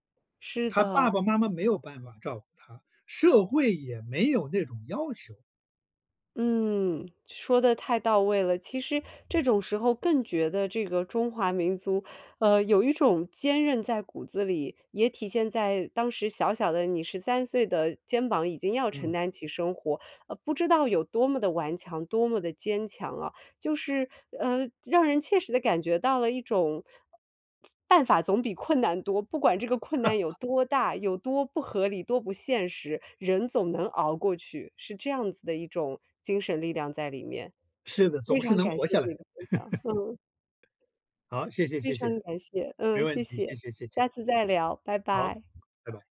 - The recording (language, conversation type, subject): Chinese, podcast, 你什么时候觉得自己真正长大了？
- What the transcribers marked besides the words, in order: other background noise; tsk; laugh; laugh